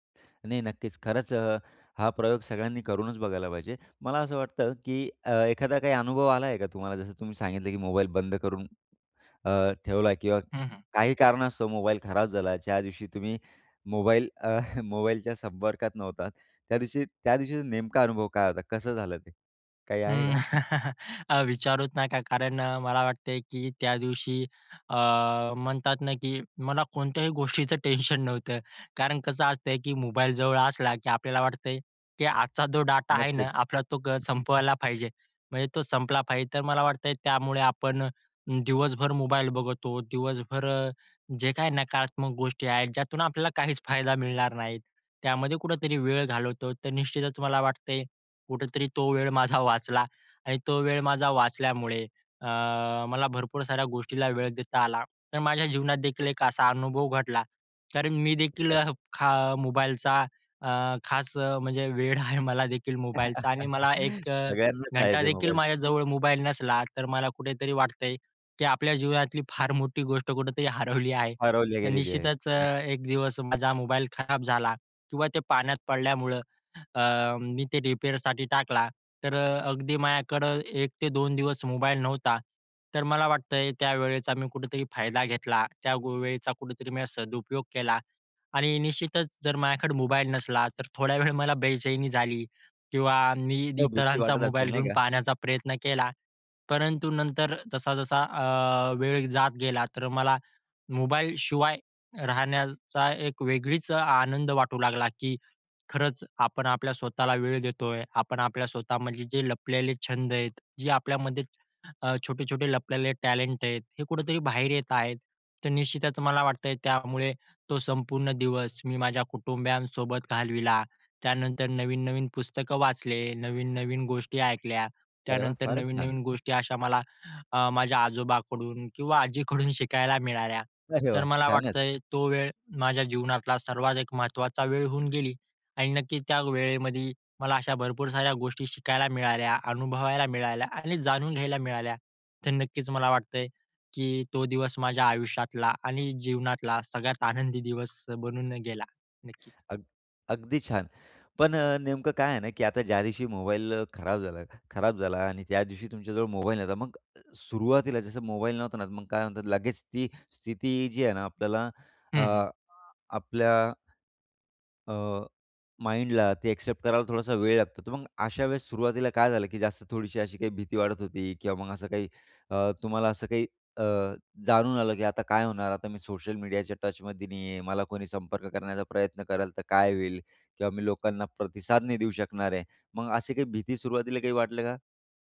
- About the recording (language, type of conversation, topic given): Marathi, podcast, थोडा वेळ मोबाईल बंद ठेवून राहिल्यावर कसा अनुभव येतो?
- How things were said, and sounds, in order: chuckle; chuckle; tapping; other noise; laughing while speaking: "माझा वाचला"; laughing while speaking: "वेड आहे"; chuckle; laughing while speaking: "हरवली आहे"; other background noise; in English: "माईंड"; in English: "एक्सेप्ट"